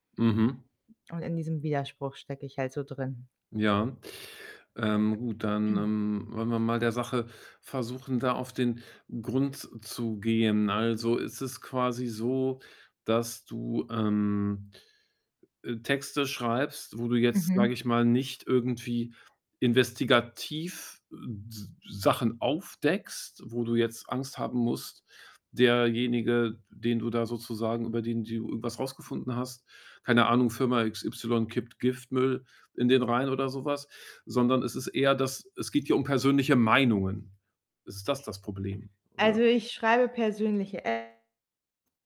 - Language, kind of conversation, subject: German, advice, Wie zeigt sich deine Angst vor öffentlicher Kritik und Bewertung?
- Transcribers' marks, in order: other background noise; throat clearing; other noise; stressed: "Meinungen"; distorted speech